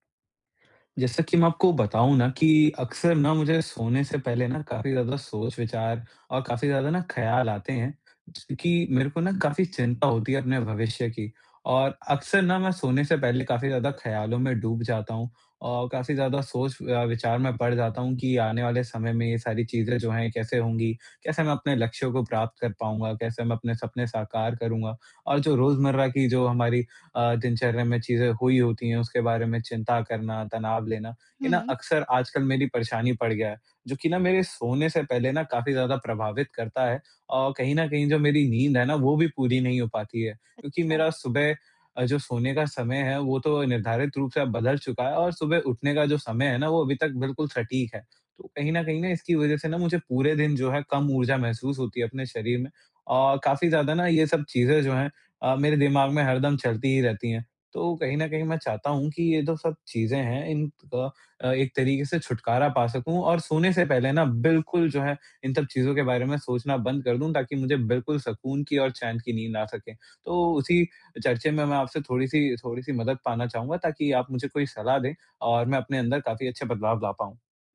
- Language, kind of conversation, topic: Hindi, advice, सोने से पहले रोज़मर्रा की चिंता और तनाव जल्दी कैसे कम करूँ?
- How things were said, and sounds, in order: none